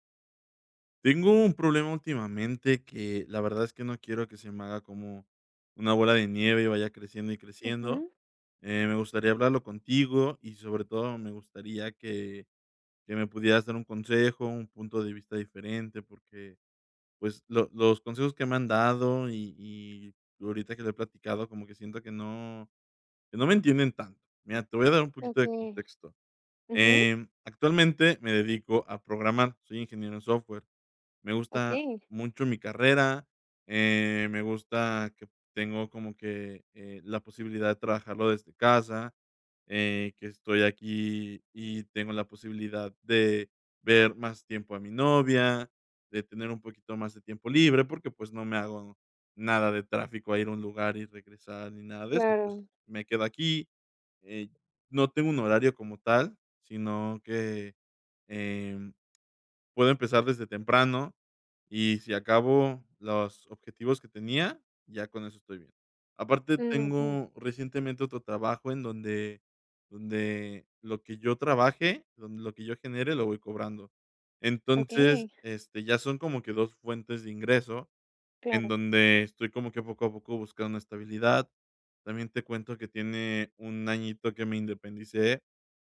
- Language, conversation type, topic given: Spanish, advice, Miedo a sacrificar estabilidad por propósito
- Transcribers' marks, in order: none